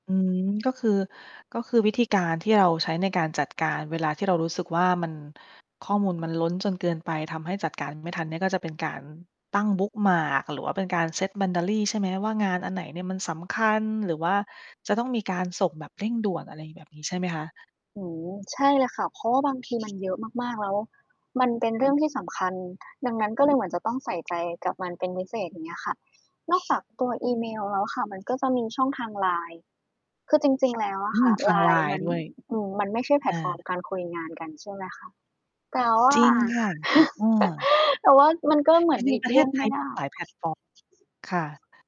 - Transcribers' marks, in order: in English: "boundary"; other background noise; tapping; distorted speech; chuckle
- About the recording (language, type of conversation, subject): Thai, podcast, คุณรับมือกับภาวะข้อมูลล้นได้อย่างไร?